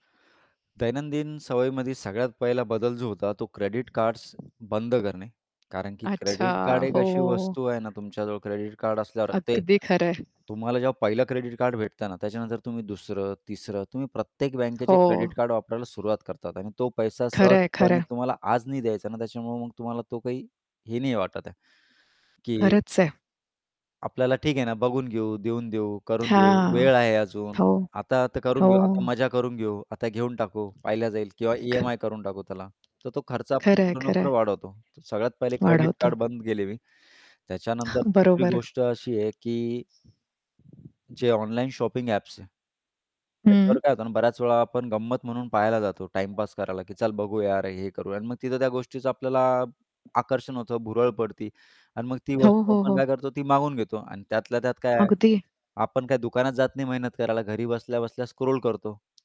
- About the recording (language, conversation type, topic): Marathi, podcast, कमी खरेदी करण्याची सवय तुम्ही कशी लावली?
- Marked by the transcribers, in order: other background noise; distorted speech; tapping; static; background speech; chuckle; in English: "शॉपिंग"; in English: "स्क्रोल"